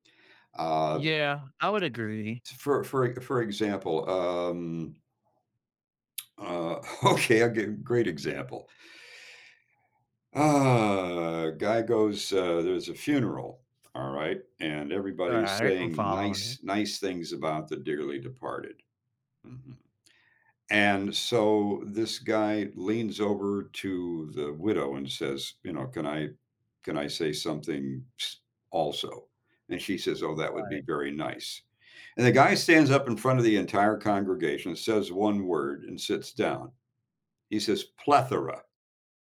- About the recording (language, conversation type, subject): English, unstructured, How can I use humor to ease tension with someone I love?
- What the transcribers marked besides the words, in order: tapping; laughing while speaking: "okay"